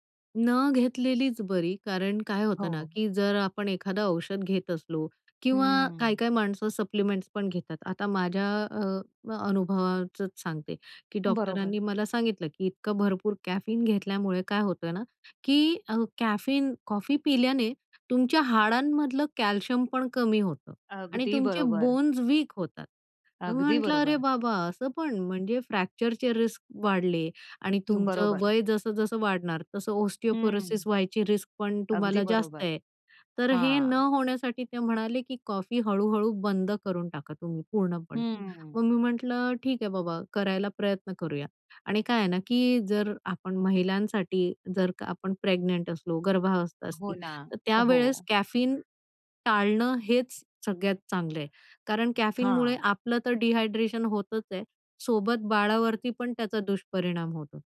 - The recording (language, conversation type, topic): Marathi, podcast, कॅफिनबद्दल तुमचे काही नियम आहेत का?
- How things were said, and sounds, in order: in English: "सप्लिमेंट्सपण"; other background noise; tapping; in English: "कॅल्शियम"; in English: "बोन्स वीक"; in English: "फ्रॅक्चरचे रिस्क"; in English: "ऑस्टिओपोरोसिस"; in English: "रिस्क"; in English: "प्रेग्नंट"; in English: "डिहायड्रेशन"